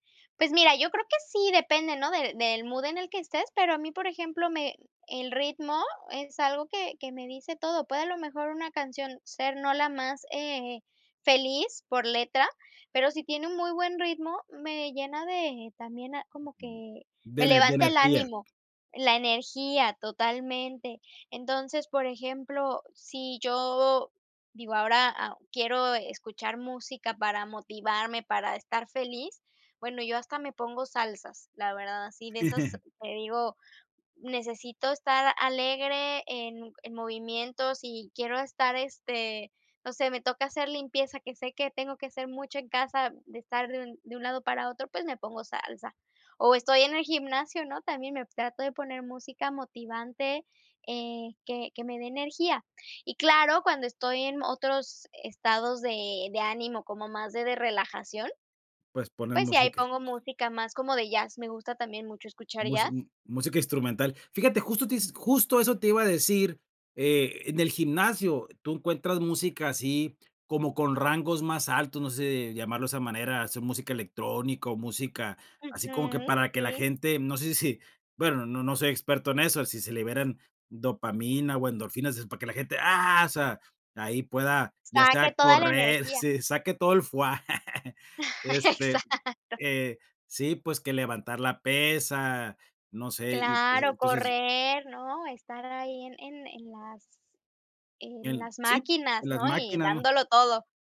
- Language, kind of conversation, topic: Spanish, podcast, ¿Cómo influye la música en tu estado de ánimo diario?
- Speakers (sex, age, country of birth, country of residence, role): female, 35-39, Mexico, Germany, guest; male, 45-49, Mexico, Mexico, host
- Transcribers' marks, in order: chuckle; laughing while speaking: "Exacto"; laugh